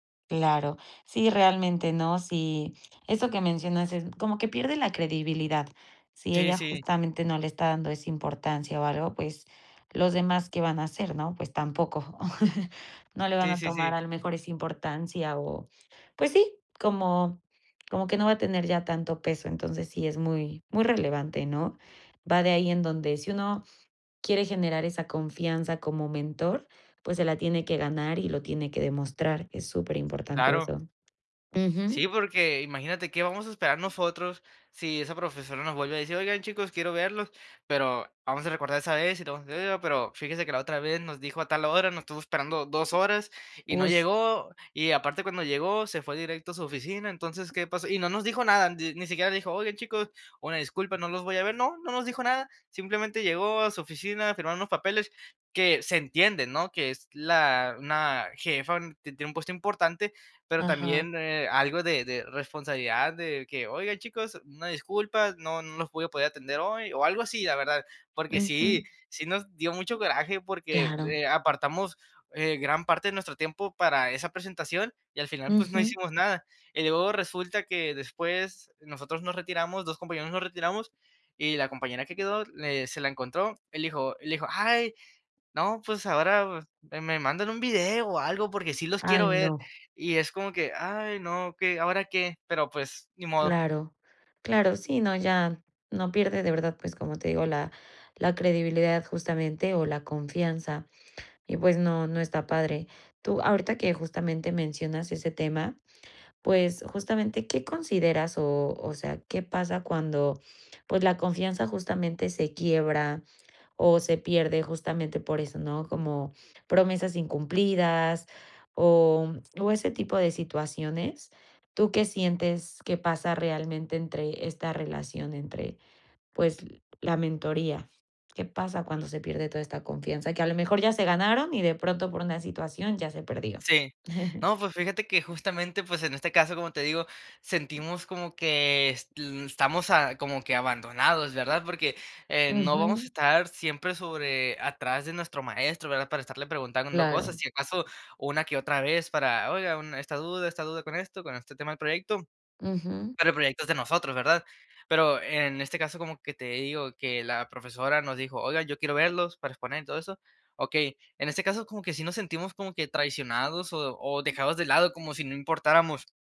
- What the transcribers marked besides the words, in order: chuckle; other background noise; other noise; chuckle
- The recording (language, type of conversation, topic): Spanish, podcast, ¿Qué papel juega la confianza en una relación de mentoría?